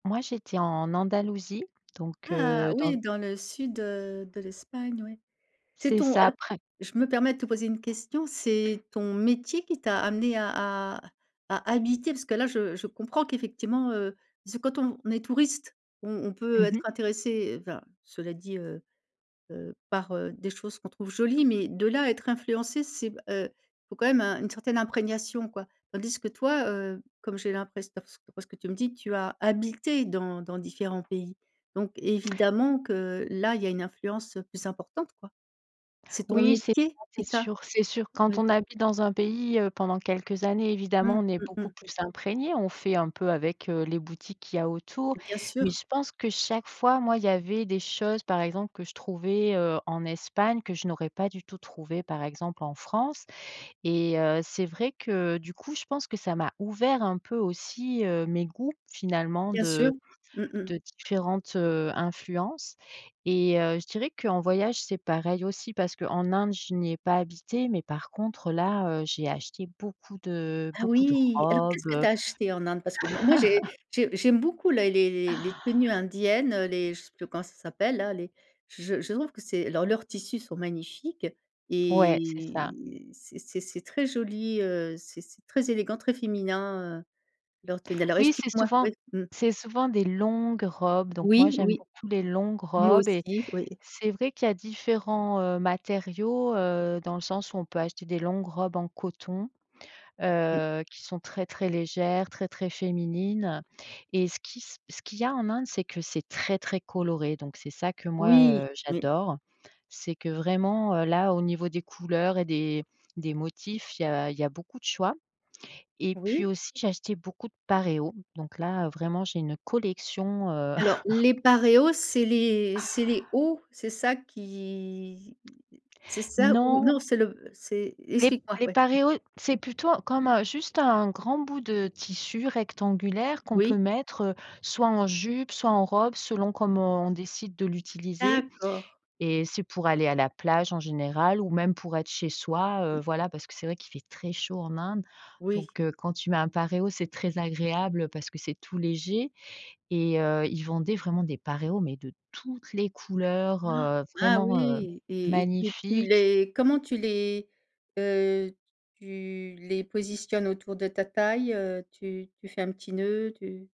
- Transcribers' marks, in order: tapping; stressed: "habité"; other background noise; stressed: "métier"; chuckle; drawn out: "et"; drawn out: "longues"; chuckle; drawn out: "Qui"; stressed: "toutes"; gasp
- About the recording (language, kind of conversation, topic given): French, podcast, Comment tes voyages ont-ils influencé ta façon de t’habiller ?